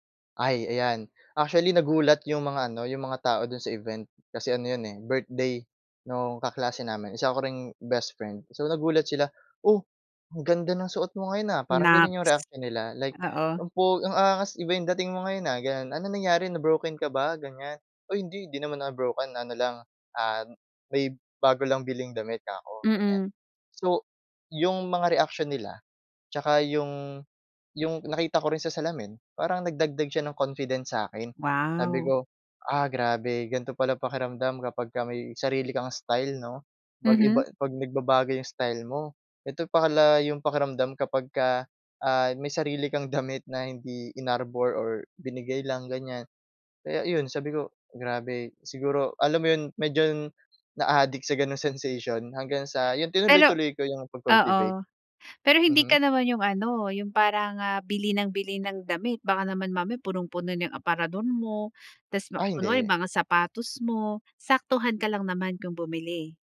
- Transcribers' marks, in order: other background noise; laughing while speaking: "damit"; in English: "sensation"
- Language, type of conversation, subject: Filipino, podcast, Paano nagsimula ang personal na estilo mo?